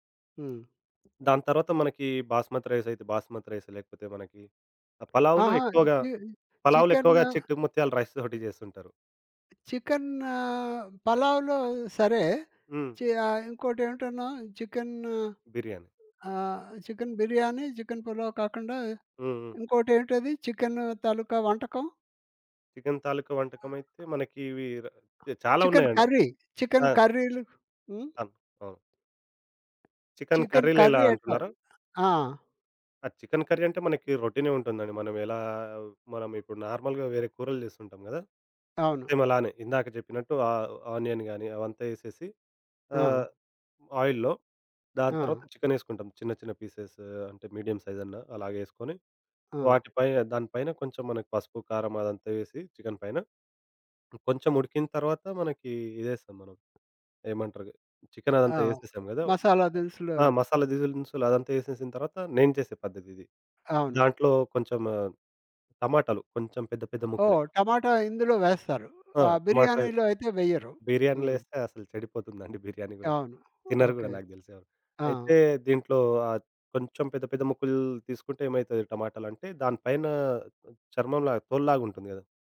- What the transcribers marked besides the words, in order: tapping; in English: "బాస్మతి"; in English: "బాస్మతి రైస్"; in English: "రైస్‌తోటి"; other background noise; drawn out: "చికెన్ను"; in English: "చికెన్ బిర్యానీ, చికెన్"; in English: "కర్రీ"; in English: "కర్రీ"; in English: "కర్రీ"; in English: "నార్మల్‌గా"; in English: "సేమ్"; in English: "అనియన్"; in English: "ఆయిల్‌లో"; in English: "పీసెస్"; in English: "మీడియం"
- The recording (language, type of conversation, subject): Telugu, podcast, వంటను కలిసి చేయడం మీ ఇంటికి ఎలాంటి ఆత్మీయ వాతావరణాన్ని తెస్తుంది?